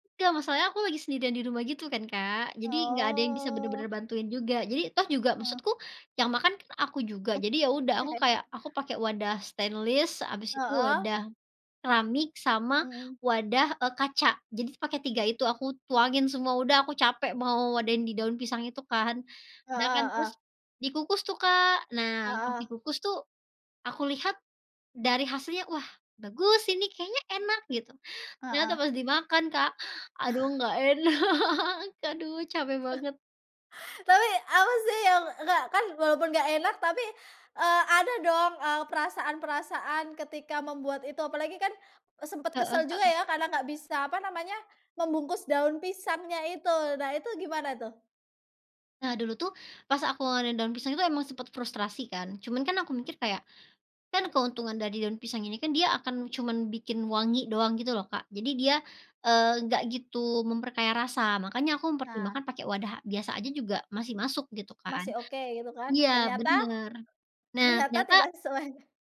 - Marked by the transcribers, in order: drawn out: "Oh"; laugh; tapping; in English: "stainless"; other background noise; chuckle; laughing while speaking: "enak"; chuckle; laughing while speaking: "Ternyata, tidak sesuai"; chuckle
- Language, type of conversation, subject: Indonesian, podcast, Bisakah kamu menceritakan pengalaman menyenangkan saat mencoba resep baru di dapur?